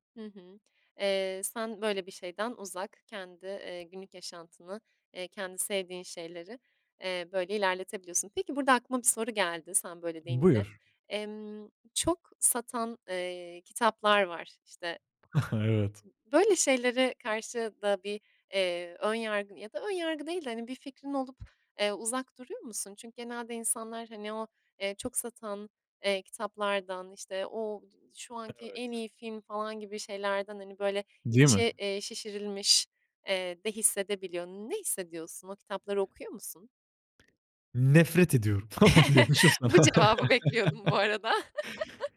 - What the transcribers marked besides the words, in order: other background noise; chuckle; laughing while speaking: "falan diyormuşum sana"; chuckle; chuckle; laugh
- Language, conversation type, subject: Turkish, podcast, İş hayatındaki rolünle evdeki hâlin birbiriyle çelişiyor mu; çelişiyorsa hangi durumlarda ve nasıl?